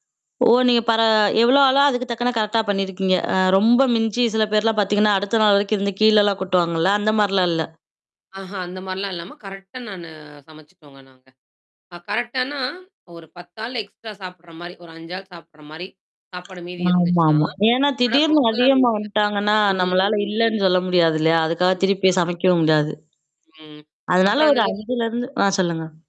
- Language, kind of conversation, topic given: Tamil, podcast, பெரிய விருந்துக்கான உணவுப் பட்டியலை நீங்கள் எப்படி திட்டமிடுகிறீர்கள்?
- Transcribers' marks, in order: other background noise; in English: "எக்ஸ்ட்ரா"; static; other noise; distorted speech; "வந்துட்டாங்கன்னா" said as "வந்ட்டாங்கன்னா"; unintelligible speech; tapping; unintelligible speech